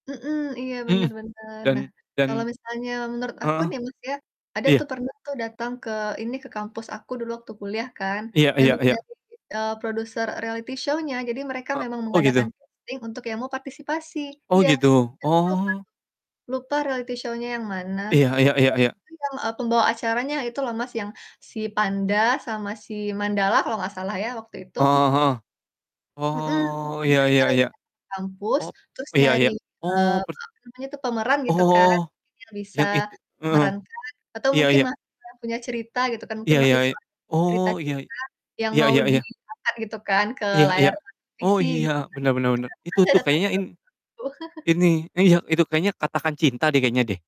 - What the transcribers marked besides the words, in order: distorted speech; in English: "reality show-nya"; in English: "casting"; other background noise; in English: "reality show-nya"; unintelligible speech; unintelligible speech; chuckle
- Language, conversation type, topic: Indonesian, unstructured, Mengapa banyak orang merasa acara realitas tidak autentik?